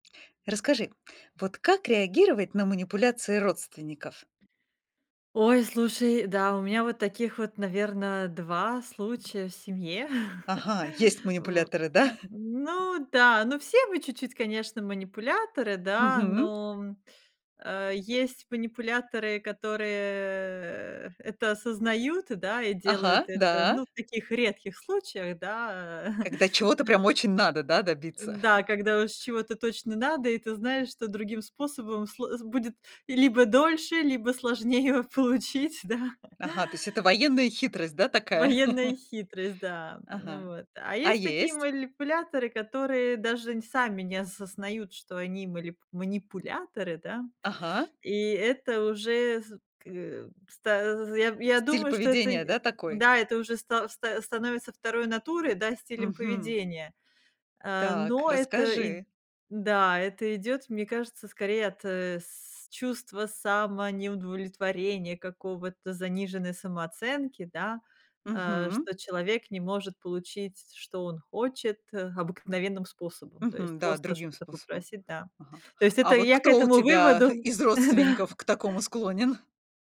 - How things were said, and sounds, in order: other background noise; chuckle; laughing while speaking: "да?"; tapping; chuckle; laughing while speaking: "сложнее получить, да"; chuckle; chuckle; laughing while speaking: "э, да"
- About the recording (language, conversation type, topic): Russian, podcast, Как реагировать на манипуляции родственников?